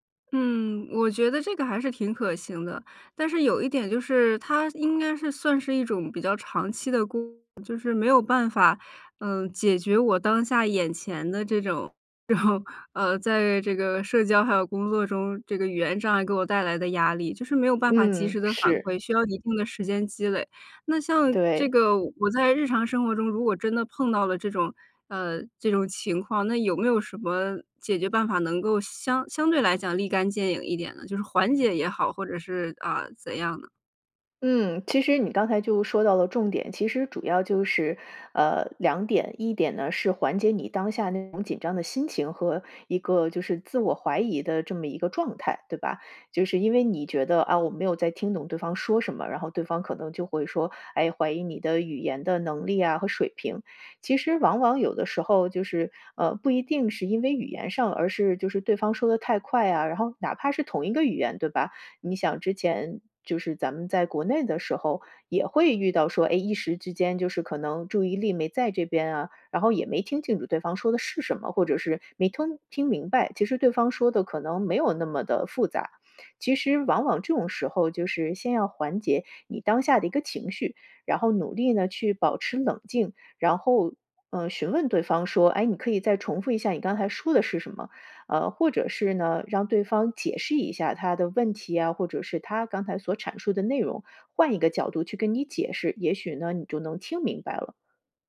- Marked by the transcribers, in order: laughing while speaking: "这种"; other background noise
- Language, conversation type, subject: Chinese, advice, 语言障碍如何在社交和工作中给你带来压力？